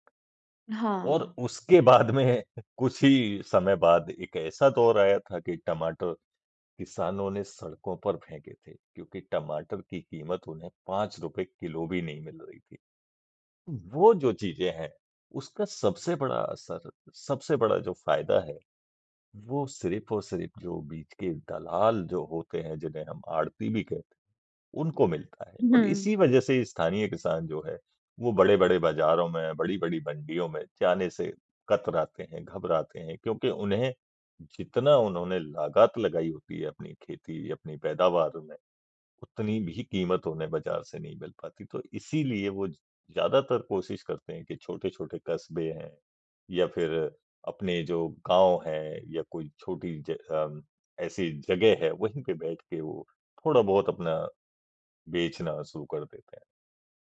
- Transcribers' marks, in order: laughing while speaking: "बाद में"
- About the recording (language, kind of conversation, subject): Hindi, podcast, स्थानीय किसान से सीधे खरीदने के क्या फायदे आपको दिखे हैं?